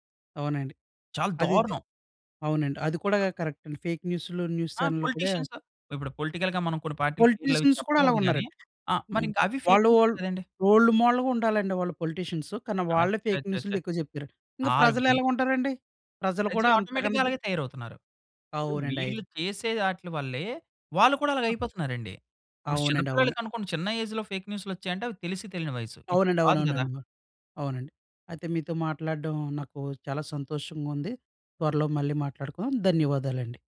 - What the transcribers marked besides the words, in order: in English: "కరెక్ట్"; other background noise; in English: "ఫేక్"; in English: "న్యూస్ ఛానెల్లో"; in English: "పొలిటీషియన్స్"; in English: "పొలిటికల్‌గా"; in English: "పొలిటీషియన్స్"; in English: "ఫేక్"; in English: "రోల్డ్ మోడల్‌గా"; in English: "పొలిటీషియన్స్"; in English: "ఫేక్"; in English: "ఆటోమేటిక్‌గా"; in English: "ఏజ్‌లో ఫేక్"
- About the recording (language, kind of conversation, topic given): Telugu, podcast, నకిలీ వార్తలు వ్యాపించడానికి ప్రధాన కారణాలు ఏవని మీరు భావిస్తున్నారు?